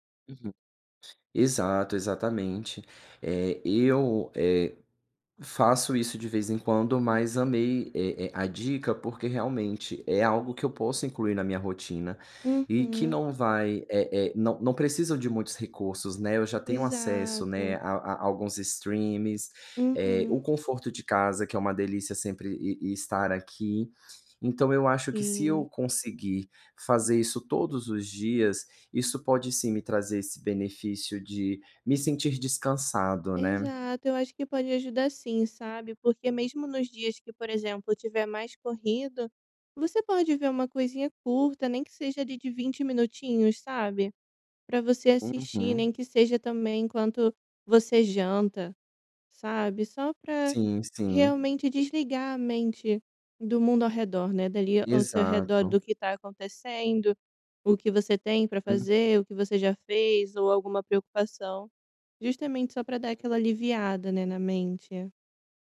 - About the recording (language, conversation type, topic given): Portuguese, advice, Como posso relaxar em casa depois de um dia cansativo?
- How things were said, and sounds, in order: other background noise; "streamings" said as "streames"